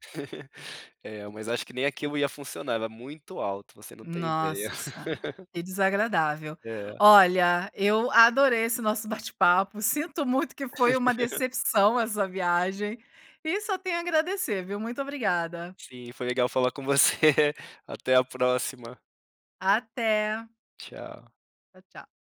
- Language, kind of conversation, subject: Portuguese, podcast, Me conta sobre uma viagem que despertou sua curiosidade?
- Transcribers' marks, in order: laugh; laugh; laugh; laughing while speaking: "você"